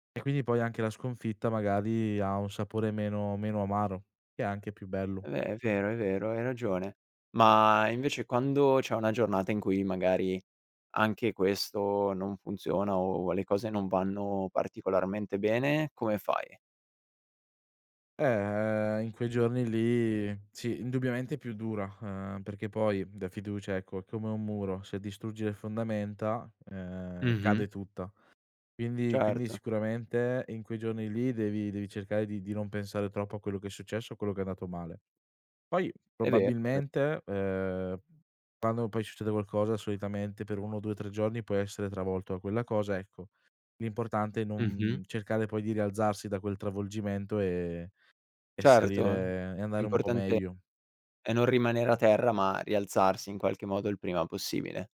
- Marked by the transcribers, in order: other background noise
- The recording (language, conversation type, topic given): Italian, podcast, Come costruisci la fiducia in te stesso, giorno dopo giorno?